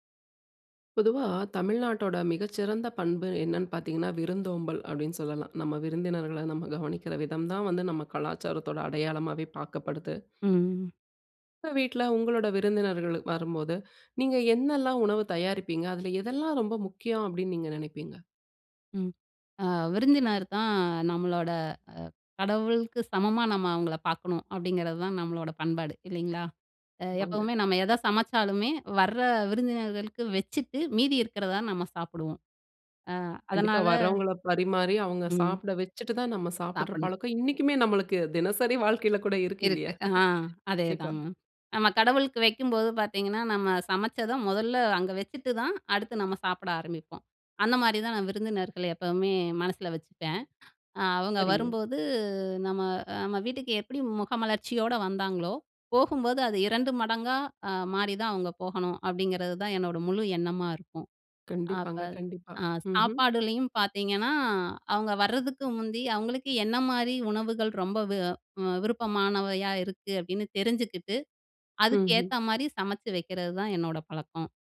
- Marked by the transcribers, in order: other background noise; laughing while speaking: "தினசரி வாழ்க்கைல கூட இருக்கு, இல்லையா"; inhale
- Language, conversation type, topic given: Tamil, podcast, விருந்தினர்களுக்கு உணவு தயாரிக்கும் போது உங்களுக்கு முக்கியமானது என்ன?